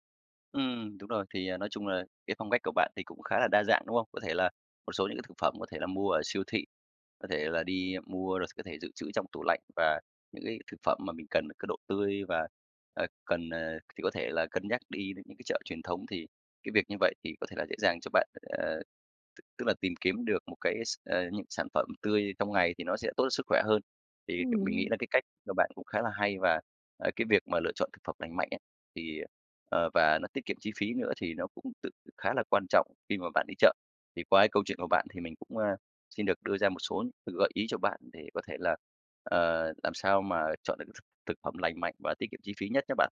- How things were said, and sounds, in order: tapping; other background noise
- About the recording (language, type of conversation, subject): Vietnamese, advice, Làm sao để mua thực phẩm lành mạnh mà vẫn tiết kiệm chi phí?